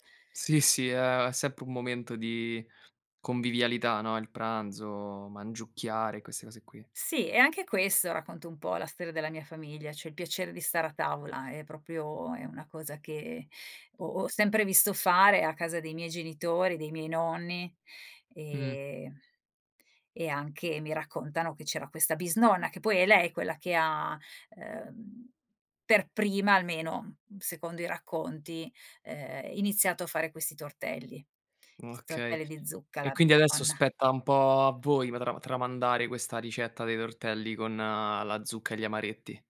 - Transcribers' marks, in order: "cioè" said as "ceh"; "proprio" said as "propio"
- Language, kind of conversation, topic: Italian, podcast, C’è una ricetta che racconta la storia della vostra famiglia?